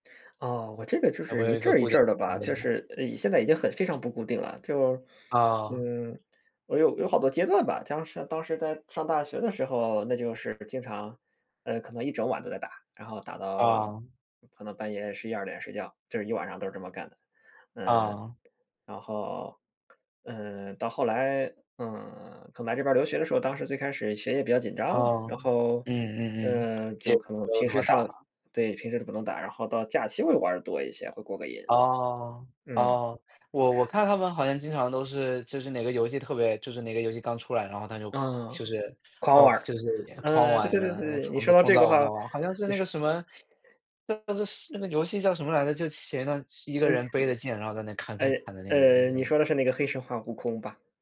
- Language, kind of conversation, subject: Chinese, unstructured, 你觉得玩游戏会让人上瘾吗？
- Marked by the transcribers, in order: other background noise; teeth sucking